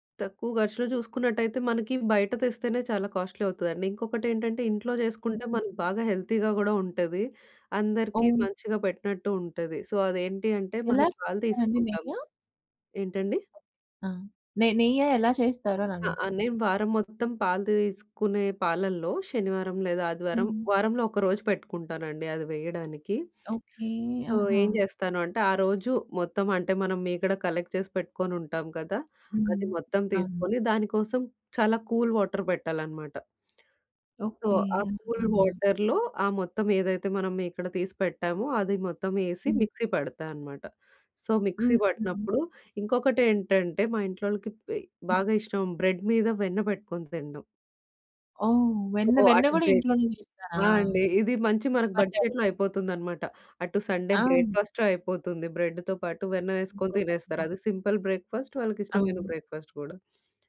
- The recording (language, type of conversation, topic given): Telugu, podcast, బడ్జెట్ తక్కువగా ఉన్నప్పుడు కూడా ప్రేమతో వండడానికి మీరు ఏ సలహా ఇస్తారు?
- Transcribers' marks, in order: in English: "కాస్ట్‌లీ"; in English: "హెల్తీగా"; in English: "సో"; other background noise; in English: "సో"; in English: "కలెక్ట్"; in English: "కూల్ వాటర్"; other noise; in English: "సో"; in English: "కూల్ వాటర్‌లో"; in English: "మిక్సీ"; in English: "సో, మిక్సీ"; in English: "బ్రెడ్"; in English: "బడ్జెట్‌లో"; in English: "సండే"; in English: "బ్రెడ్‌తో"; in English: "సింపుల్ బ్రేక్‌ఫాస్ట్"; in English: "బ్రేక్‌ఫాస్ట్"; tapping